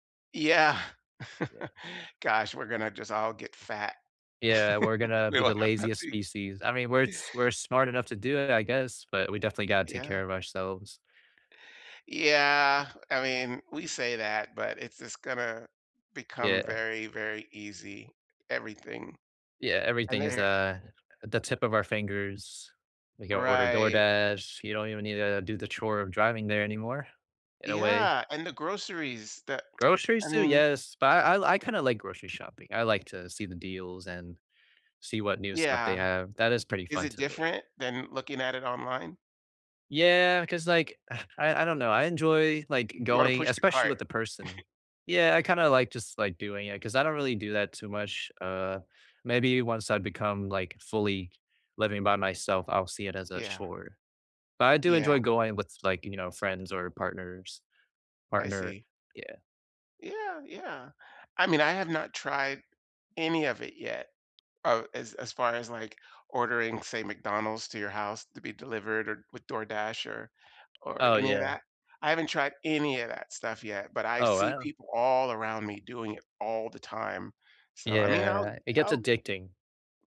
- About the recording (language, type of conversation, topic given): English, unstructured, Why do chores often feel so frustrating?
- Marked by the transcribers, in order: laughing while speaking: "Yeah"; chuckle; laugh; laughing while speaking: "We will have nothing"; other background noise; tsk; exhale; chuckle; tapping